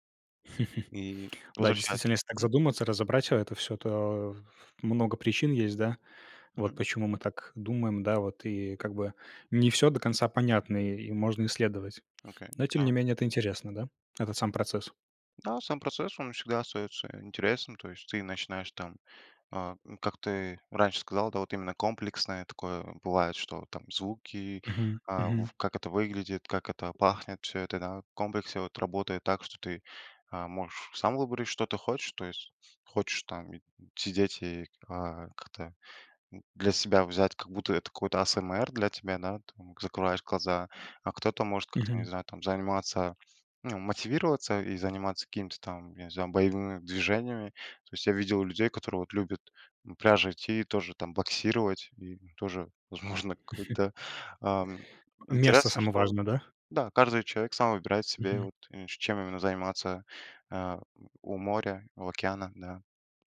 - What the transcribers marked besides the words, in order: chuckle; tapping; chuckle; other background noise
- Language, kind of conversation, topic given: Russian, podcast, Какие звуки природы тебе нравятся слушать и почему?